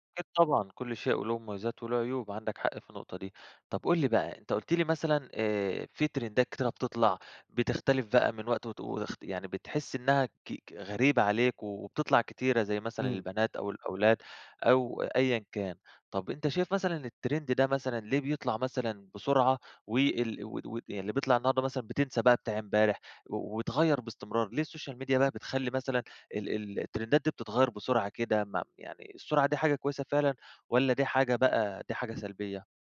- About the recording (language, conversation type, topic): Arabic, podcast, ازاي السوشيال ميديا بتأثر على أذواقنا؟
- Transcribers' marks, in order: in English: "تريندات"; in English: "التريند"; in English: "السوشيال ميديا"; in English: "التريندات"